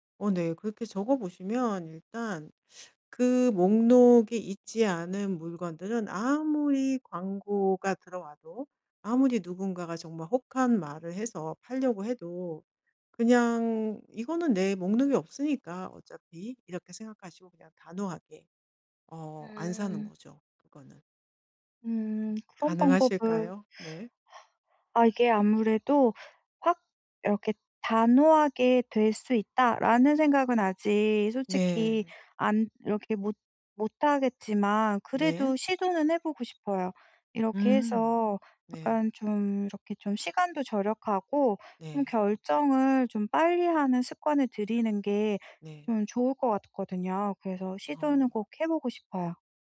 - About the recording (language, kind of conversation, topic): Korean, advice, 쇼핑 스트레스를 줄이면서 효율적으로 물건을 사려면 어떻게 해야 하나요?
- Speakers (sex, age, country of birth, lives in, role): female, 40-44, South Korea, France, user; female, 50-54, South Korea, Germany, advisor
- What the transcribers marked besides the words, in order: sigh; other background noise